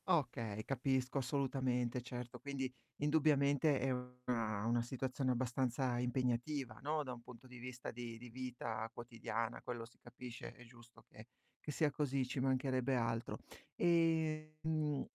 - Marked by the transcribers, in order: distorted speech; drawn out: "Ehm"
- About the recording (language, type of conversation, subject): Italian, advice, Come posso trovare ogni giorno del tempo per coltivare i miei hobby senza trascurare lavoro e famiglia?